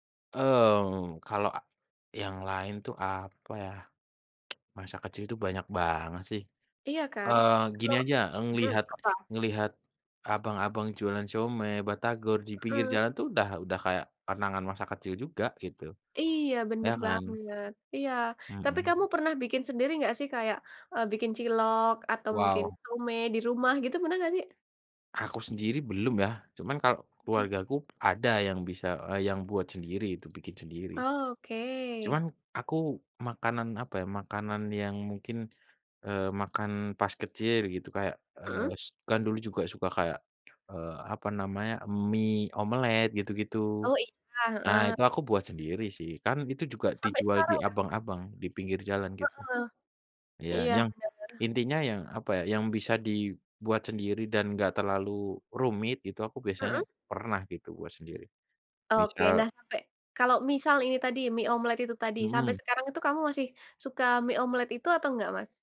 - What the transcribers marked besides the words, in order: tsk; other background noise; "ngelihat-" said as "englihat"
- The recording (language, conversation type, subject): Indonesian, unstructured, Bagaimana makanan memengaruhi kenangan masa kecilmu?